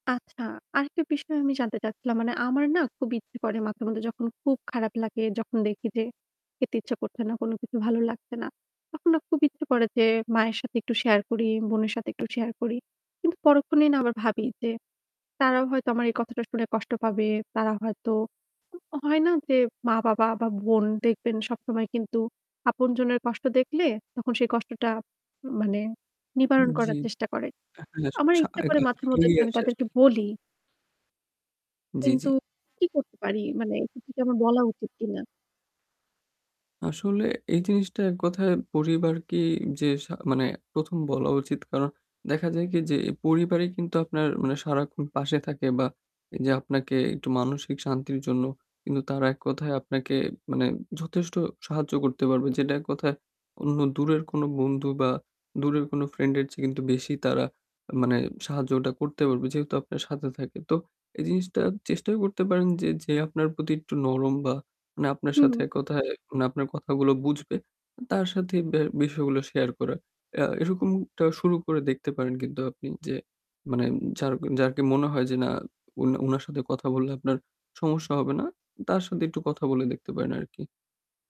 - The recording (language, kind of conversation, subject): Bengali, advice, মানসিক সমস্যা লুকিয়ে রাখতে পরিবার ও সমাজে কেন লজ্জা কাজ করে?
- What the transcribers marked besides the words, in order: static; unintelligible speech; "মাঝে" said as "মাথে"